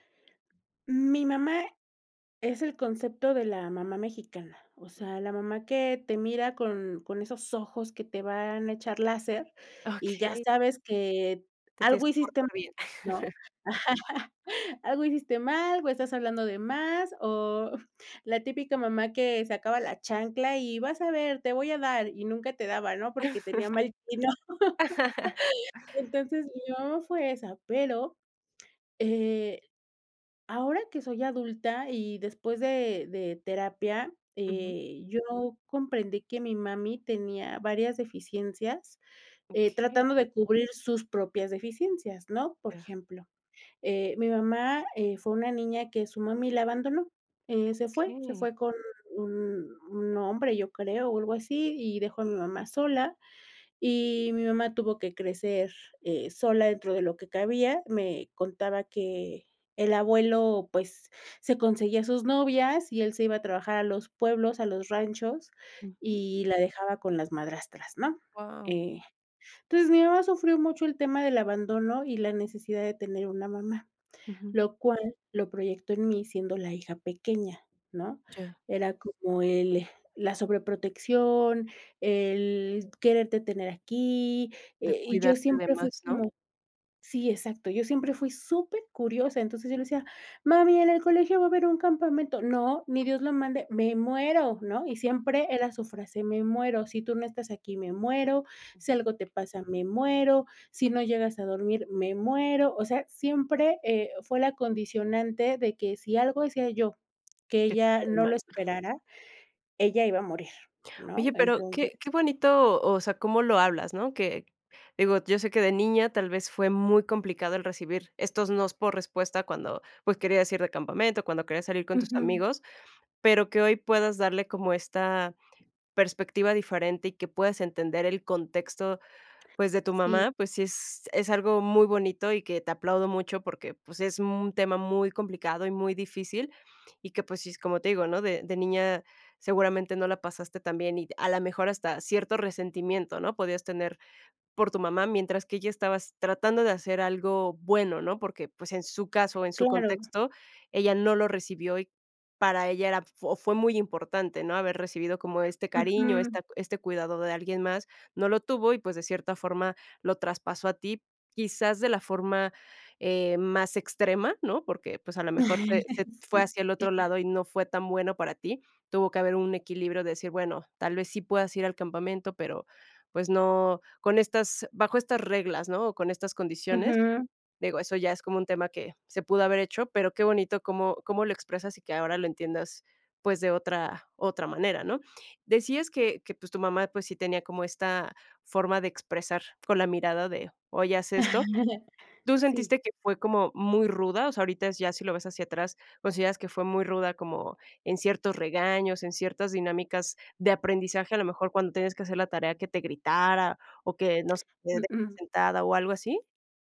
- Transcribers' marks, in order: chuckle; laughing while speaking: "o"; laugh; chuckle; chuckle
- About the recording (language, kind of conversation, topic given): Spanish, podcast, ¿Cómo era la dinámica familiar en tu infancia?